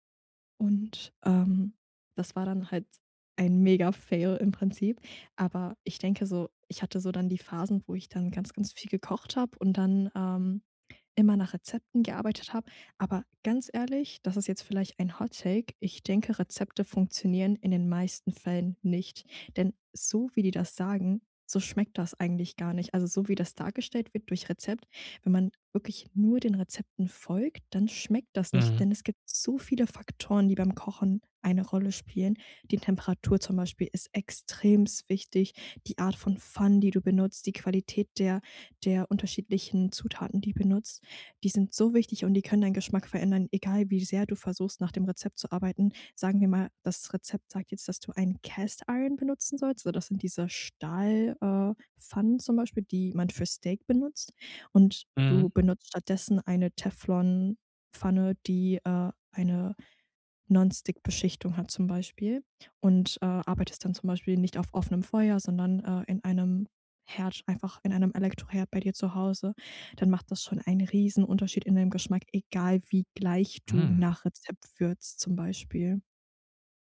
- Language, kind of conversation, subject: German, podcast, Wie würzt du, ohne nach Rezept zu kochen?
- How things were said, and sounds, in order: in English: "Fail"; in English: "Hot Take"; stressed: "nicht"; stressed: "nur"; stressed: "extremst"; in English: "Cast Iron"; in English: "Non-stick"; other background noise